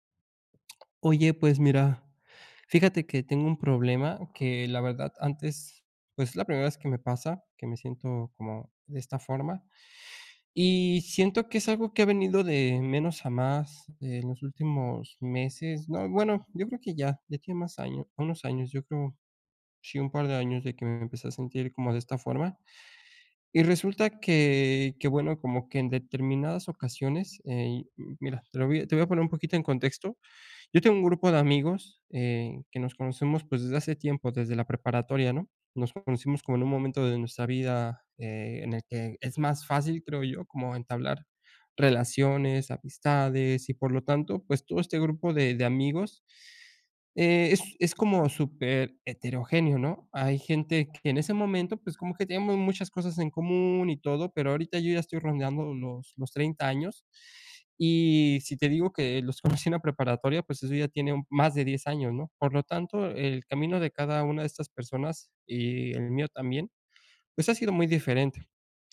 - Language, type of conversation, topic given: Spanish, advice, ¿Cómo puedo aceptar mi singularidad personal cuando me comparo con los demás y me siento inseguro?
- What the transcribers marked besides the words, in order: "rondando" said as "rondeando"; laughing while speaking: "conocí"